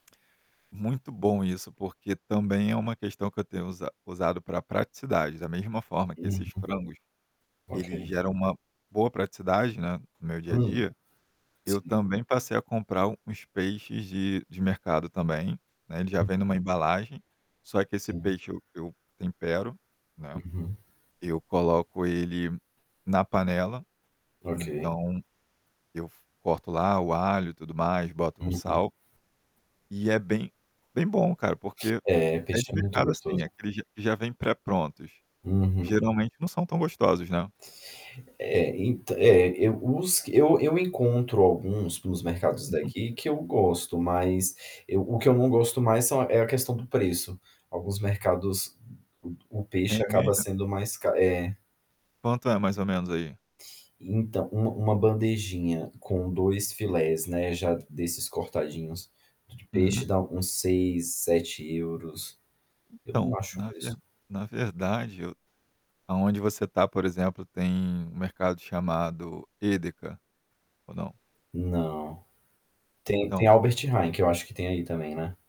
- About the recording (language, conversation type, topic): Portuguese, podcast, Qual é a sua estratégia para cozinhar durante a semana?
- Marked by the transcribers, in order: other background noise; static; distorted speech